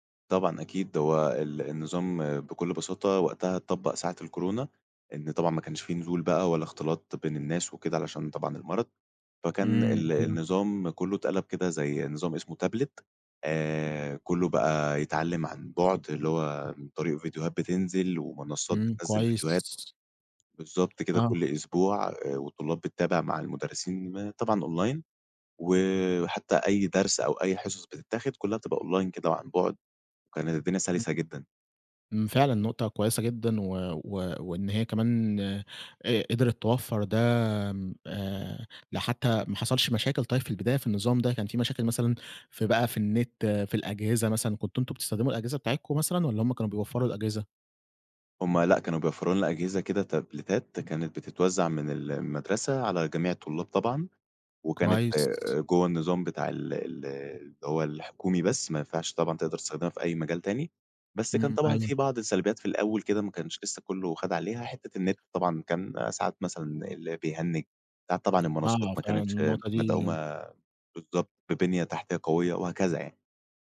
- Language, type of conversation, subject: Arabic, podcast, إيه رأيك في دور الإنترنت في التعليم دلوقتي؟
- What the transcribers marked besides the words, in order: in English: "تابلت"; tapping; in English: "أونلاين"; in English: "أونلاين"; in English: "تبليتات"; other background noise